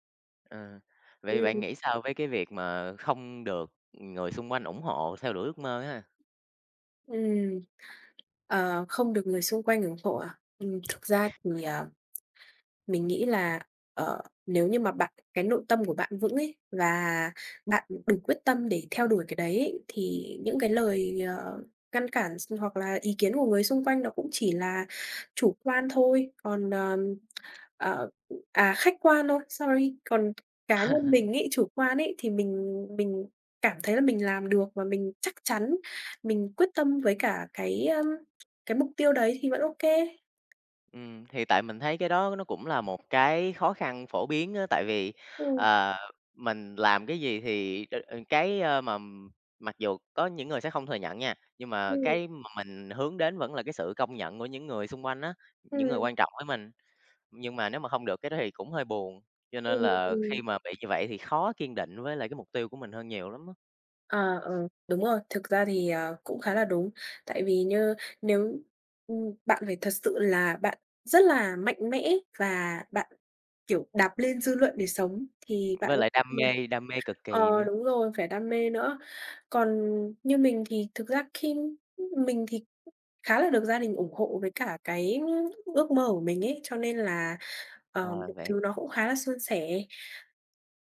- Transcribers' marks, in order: other background noise; tapping; chuckle; unintelligible speech
- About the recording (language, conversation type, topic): Vietnamese, unstructured, Bạn làm thế nào để biến ước mơ thành những hành động cụ thể và thực tế?